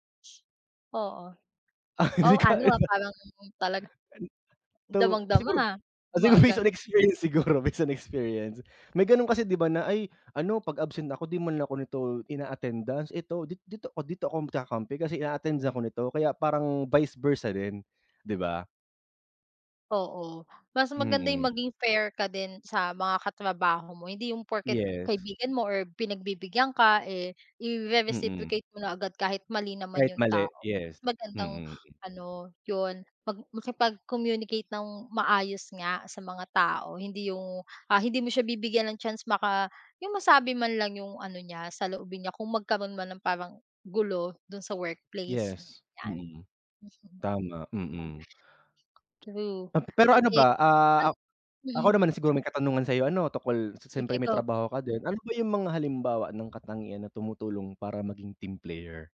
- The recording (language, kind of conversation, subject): Filipino, unstructured, Ano ang pinakamahalagang katangian ng isang mabuting katrabaho?
- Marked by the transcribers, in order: other background noise; laugh; unintelligible speech; laughing while speaking: "siguro based on experience siguro based"; unintelligible speech